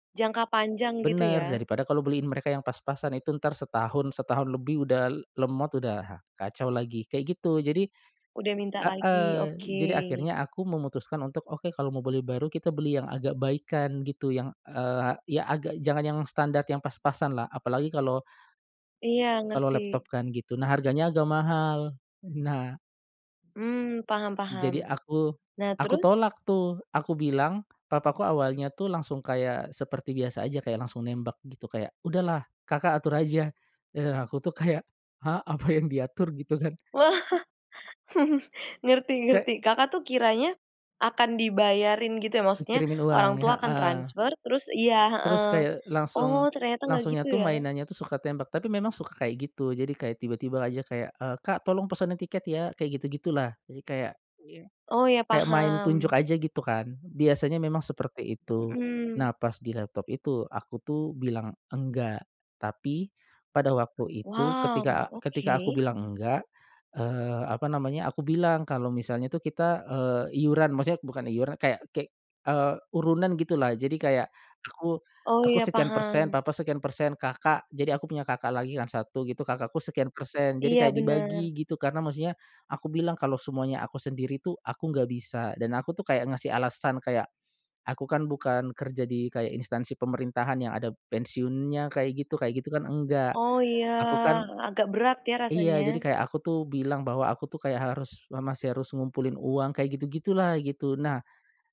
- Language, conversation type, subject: Indonesian, podcast, Bagaimana cara mengatakan “tidak” kepada orang tua dengan sopan tetapi tetap tegas?
- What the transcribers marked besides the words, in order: tapping; other background noise; laughing while speaking: "Apa"; laughing while speaking: "Wah"; chuckle